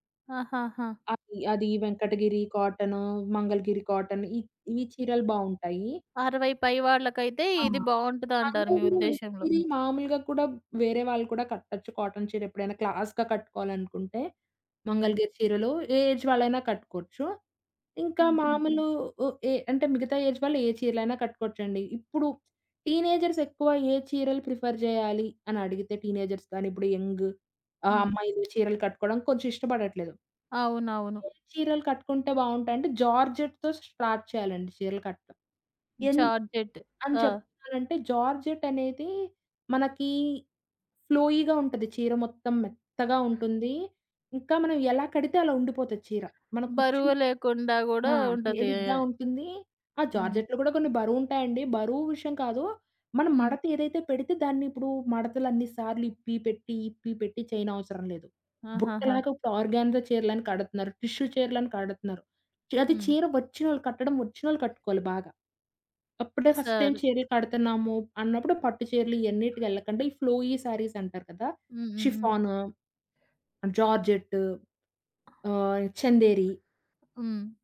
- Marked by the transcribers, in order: in English: "క్లాస్‌గా"; in English: "ఏజ్"; other background noise; in English: "ఏజ్"; in English: "టీనేజర్స్"; in English: "ప్రిఫర్"; in English: "టీనేజర్స్"; in English: "యంగ్"; in English: "జార్జెట్‌తో స్టార్ట్"; in English: "జార్టెట్"; in English: "జార్జెట్"; in English: "ఫ్లోయిగా"; in English: "ఆర్గాన్జా"; in English: "టిష్యూ"; in English: "ఫస్ట్ టైమ్"; in English: "ఫ్లోయి సారీస్"; tapping
- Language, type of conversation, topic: Telugu, podcast, సాంప్రదాయ దుస్తులను ఆధునిక శైలిలో మార్చుకుని ధరించడం గురించి మీ అభిప్రాయం ఏమిటి?